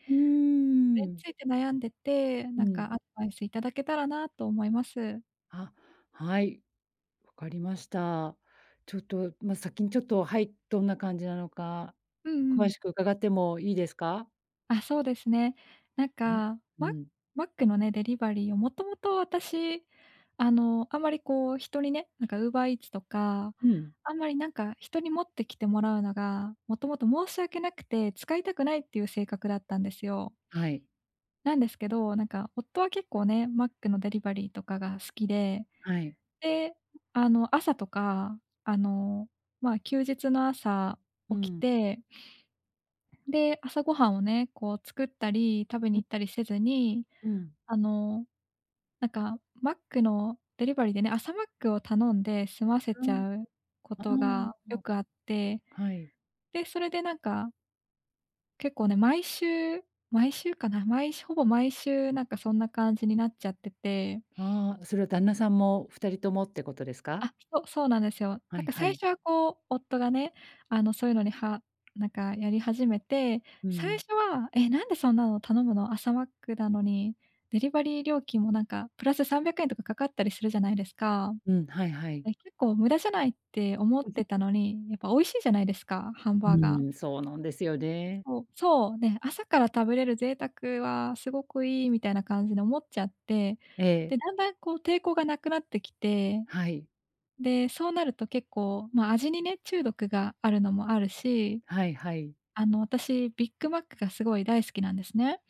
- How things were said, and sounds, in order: other noise; other background noise; chuckle
- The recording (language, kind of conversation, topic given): Japanese, advice, 忙しくてついジャンクフードを食べてしまう